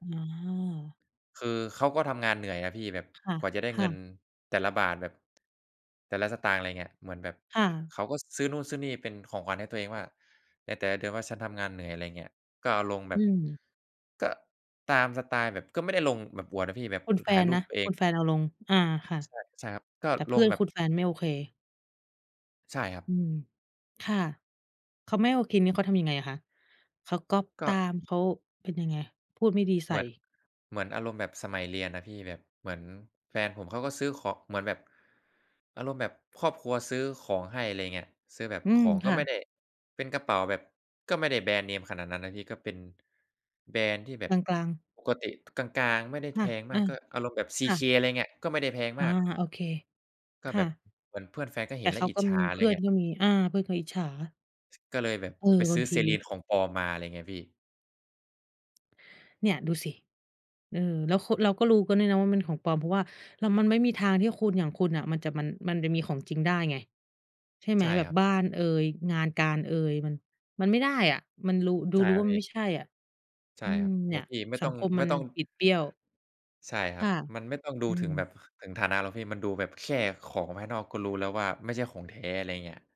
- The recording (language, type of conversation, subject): Thai, unstructured, การใช้เทคโนโลยีส่งผลต่อความสัมพันธ์ของผู้คนในสังคมอย่างไร?
- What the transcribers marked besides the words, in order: tapping; other background noise